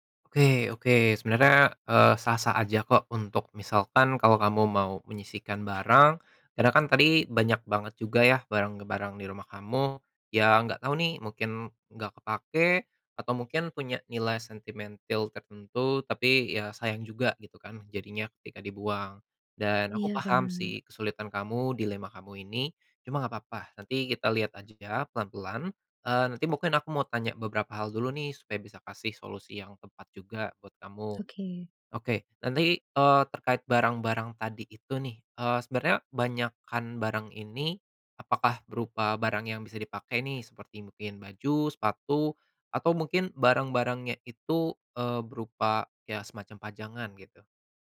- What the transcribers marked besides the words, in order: tapping; other background noise
- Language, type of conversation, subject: Indonesian, advice, Bagaimana cara menentukan barang mana yang perlu disimpan dan mana yang sebaiknya dibuang di rumah?